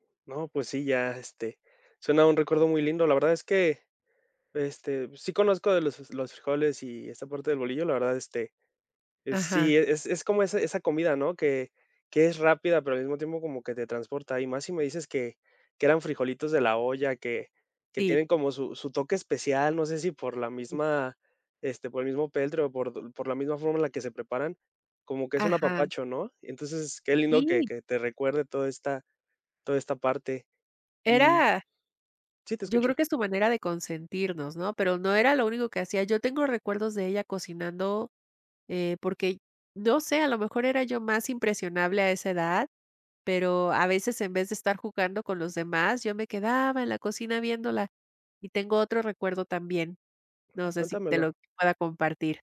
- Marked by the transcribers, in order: other background noise
- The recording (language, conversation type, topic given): Spanish, podcast, ¿Cuál es tu recuerdo culinario favorito de la infancia?